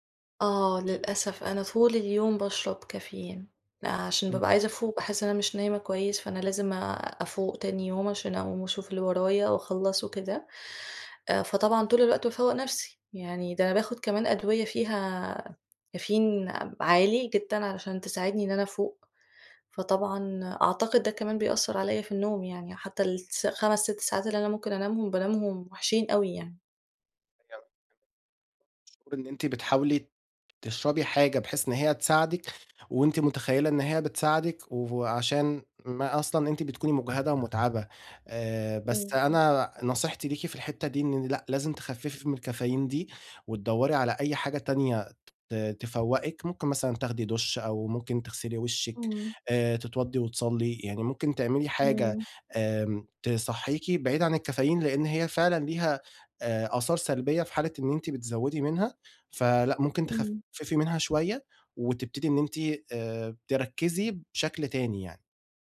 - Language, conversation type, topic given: Arabic, advice, إزاي أحسّن جودة نومي بالليل وأصحى الصبح بنشاط أكبر كل يوم؟
- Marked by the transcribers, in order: tapping; unintelligible speech